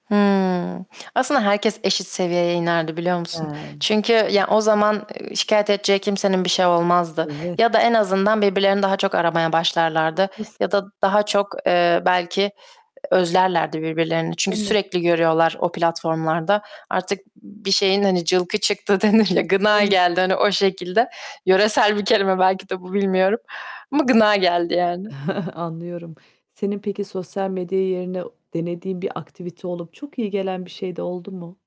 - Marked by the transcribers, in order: static; other background noise; laughing while speaking: "denir"; unintelligible speech; giggle; distorted speech
- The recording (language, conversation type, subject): Turkish, podcast, Sosyal medyanın hayatın üzerindeki etkilerini nasıl değerlendiriyorsun?